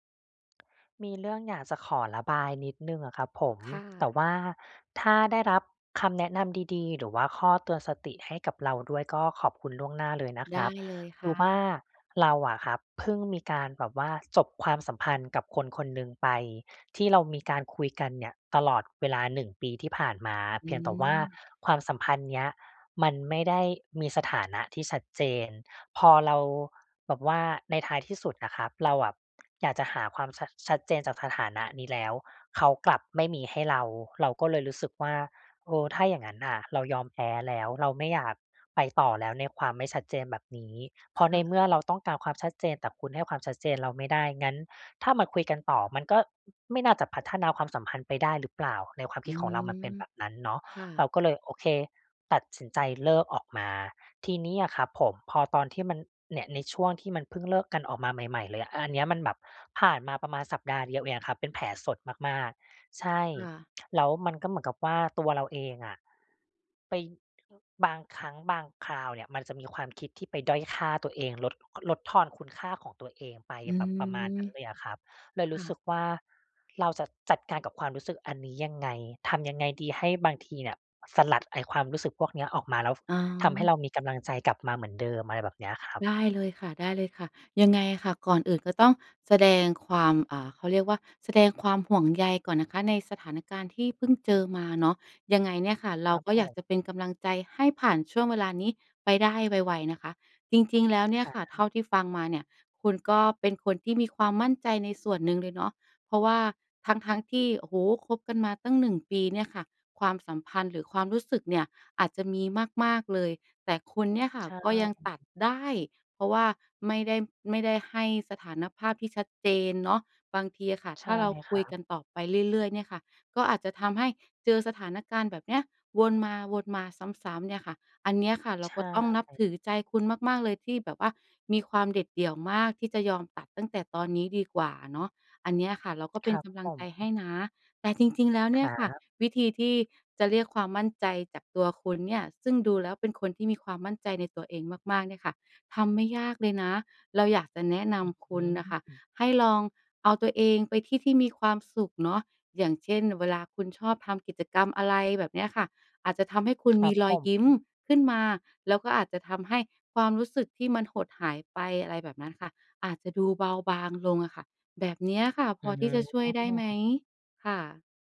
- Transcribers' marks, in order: other noise; other background noise
- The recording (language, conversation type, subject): Thai, advice, ฉันจะฟื้นฟูความมั่นใจในตัวเองหลังเลิกกับคนรักได้อย่างไร?